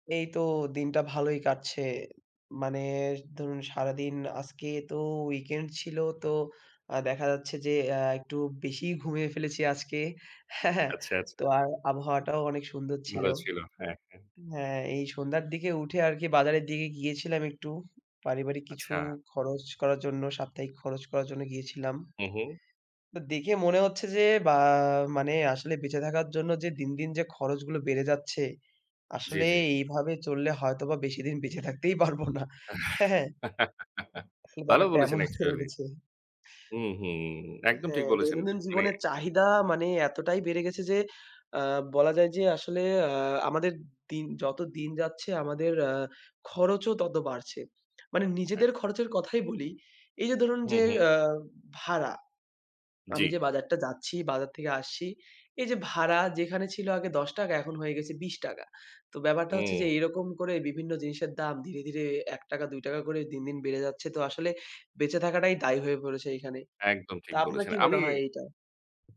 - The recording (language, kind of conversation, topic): Bengali, unstructured, বেঁচে থাকার খরচ বেড়ে যাওয়া সম্পর্কে আপনার মতামত কী?
- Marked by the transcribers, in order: in English: "weekend"; "দিকে" said as "দিগে"; tapping; chuckle; in English: "actually"; other background noise